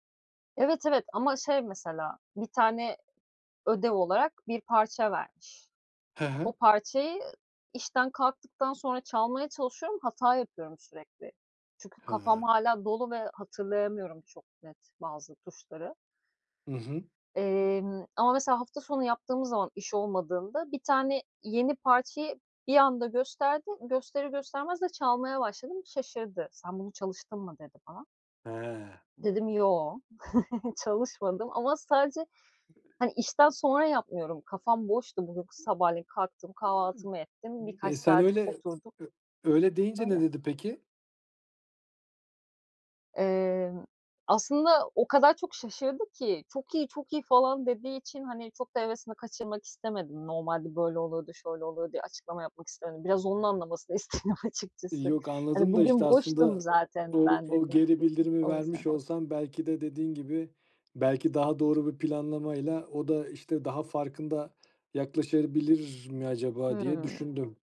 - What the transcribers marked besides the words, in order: other background noise; chuckle; laughing while speaking: "istedim"
- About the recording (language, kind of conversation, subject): Turkish, podcast, Bu hobiyi nasıl ve nerede keşfettin?